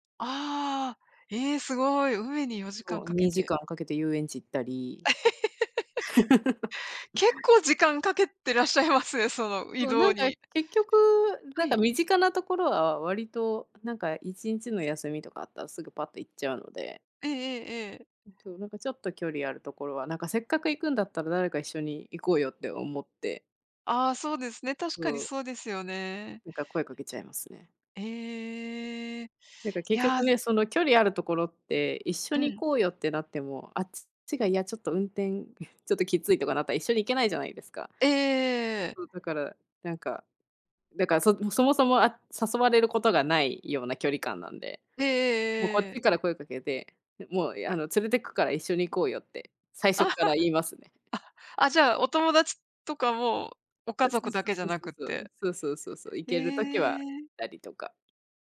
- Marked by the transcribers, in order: laugh; laughing while speaking: "あ、は"
- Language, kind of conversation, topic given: Japanese, unstructured, 家族や友達と一緒に過ごすとき、どんな楽しみ方をしていますか？